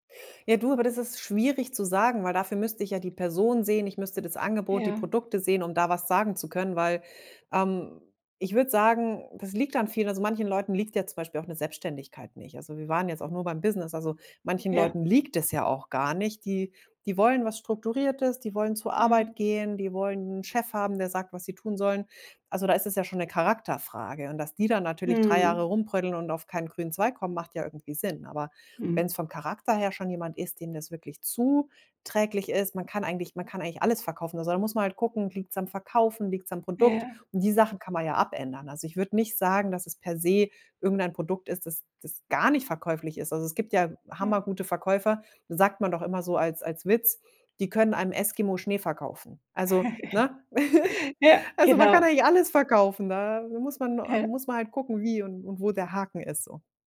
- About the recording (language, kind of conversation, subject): German, podcast, Welchen Rat würdest du Anfängerinnen und Anfängern geben, die gerade erst anfangen wollen?
- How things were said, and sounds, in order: stressed: "liegt"; giggle; chuckle